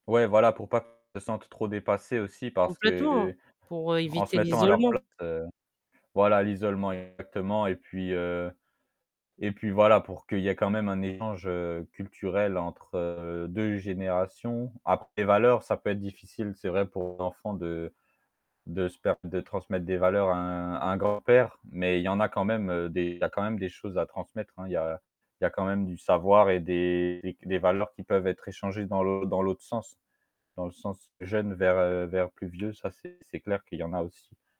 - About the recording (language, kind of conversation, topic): French, podcast, Qu’est-ce que tu transmets à la génération suivante ?
- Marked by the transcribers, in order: static; distorted speech